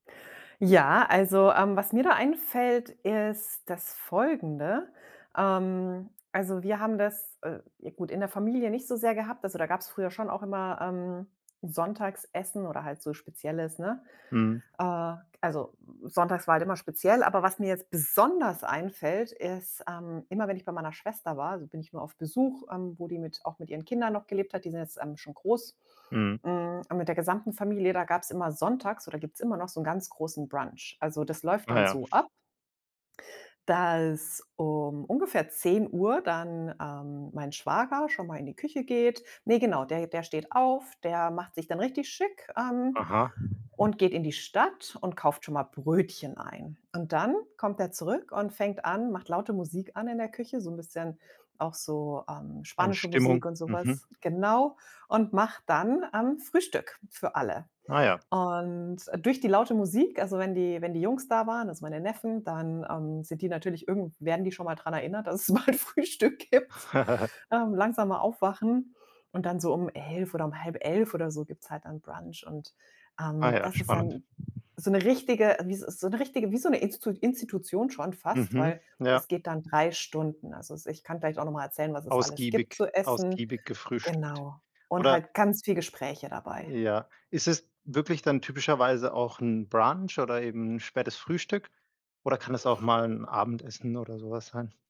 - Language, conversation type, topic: German, podcast, Woran denkst du, wenn du das Wort Sonntagsessen hörst?
- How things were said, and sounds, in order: other background noise; stressed: "besonders"; laughing while speaking: "bald Frühstück gibt"; laugh